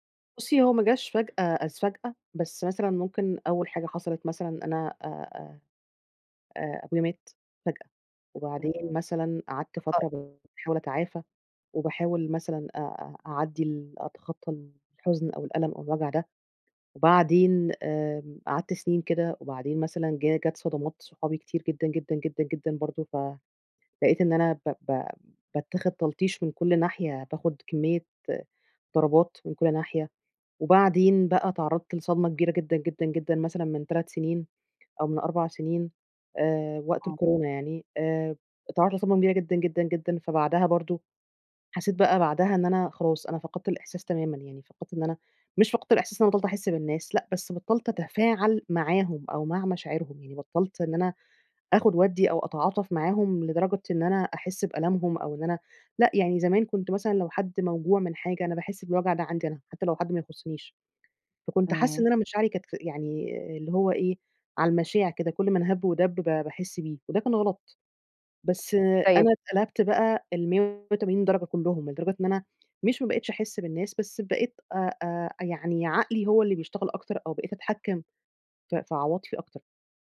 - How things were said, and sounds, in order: tapping
- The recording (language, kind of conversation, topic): Arabic, advice, هو إزاي بتوصف إحساسك بالخدر العاطفي أو إنك مش قادر تحس بمشاعرك؟